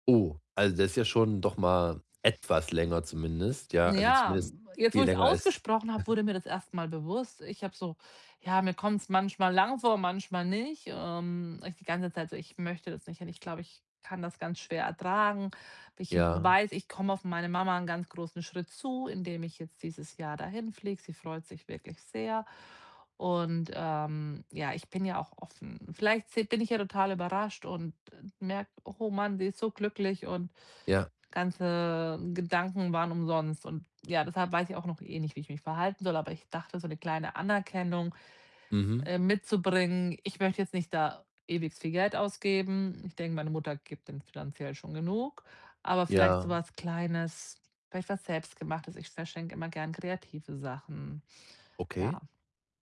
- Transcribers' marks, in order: other background noise; chuckle
- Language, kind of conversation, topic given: German, advice, Wie finde ich ein passendes Geschenk für unterschiedliche Persönlichkeitstypen?